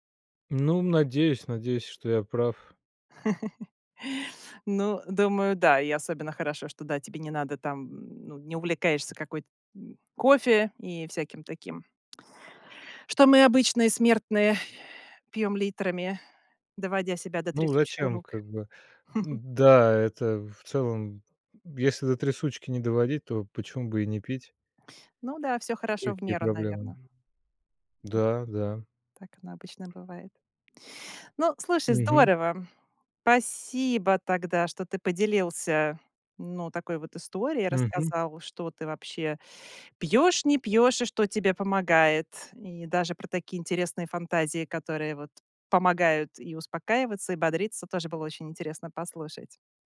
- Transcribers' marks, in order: chuckle; exhale; chuckle; other background noise; other noise
- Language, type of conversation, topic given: Russian, podcast, Какие напитки помогают или мешают тебе спать?